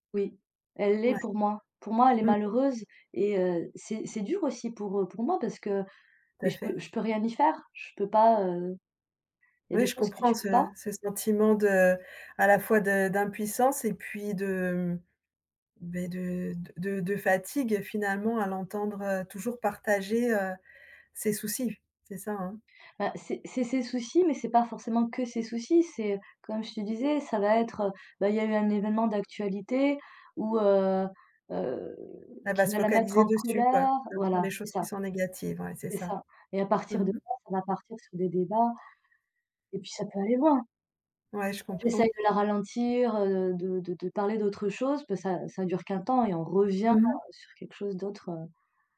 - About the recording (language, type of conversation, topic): French, advice, Comment gérer un ami toujours négatif qui t’épuise émotionnellement ?
- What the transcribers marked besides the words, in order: stressed: "que"